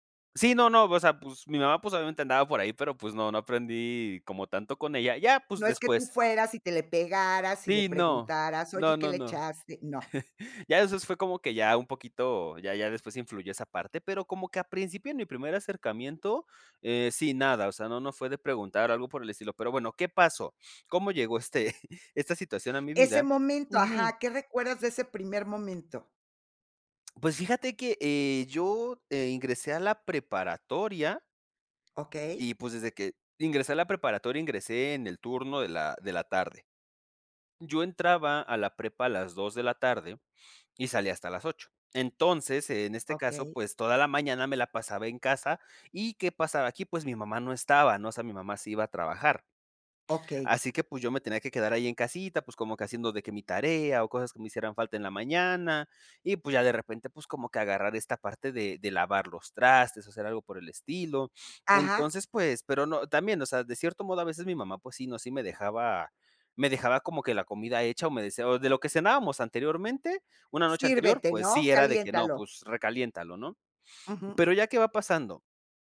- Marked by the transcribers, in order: chuckle; chuckle
- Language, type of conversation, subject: Spanish, podcast, ¿Cuál fue la primera vez que aprendiste algo que te encantó y por qué?